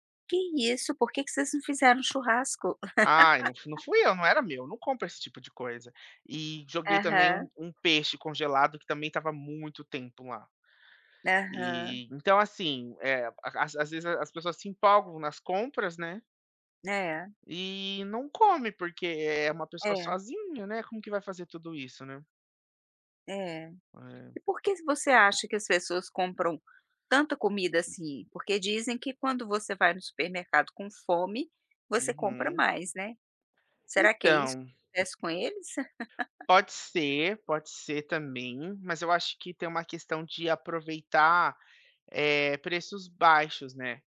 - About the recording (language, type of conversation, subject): Portuguese, podcast, Como você escolhe o que vai cozinhar durante a semana?
- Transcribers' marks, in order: chuckle; other background noise; tapping; laugh